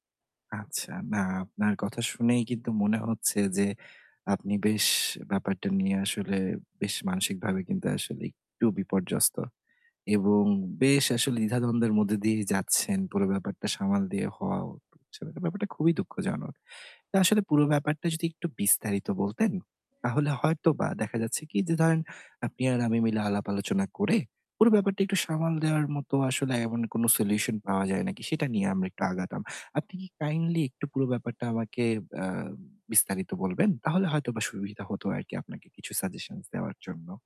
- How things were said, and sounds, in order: tapping; other background noise
- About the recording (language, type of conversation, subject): Bengali, advice, নতুন স্টার্টআপে সিদ্ধান্ত নিতে ভয় ও দ্বিধা কাটিয়ে আমি কীভাবে নিজের আত্মবিশ্বাস বাড়াতে পারি?